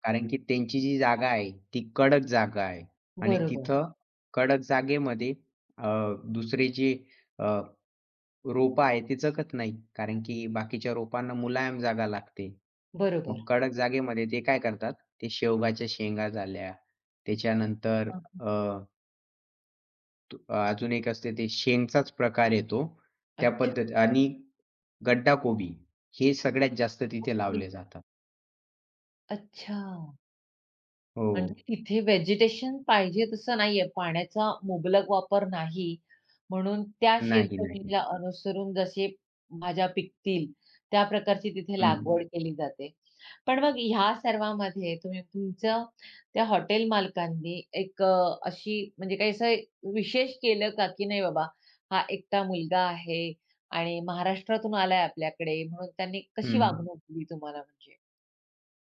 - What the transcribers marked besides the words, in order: other background noise
- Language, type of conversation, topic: Marathi, podcast, एकट्याने स्थानिक खाण्याचा अनुभव तुम्हाला कसा आला?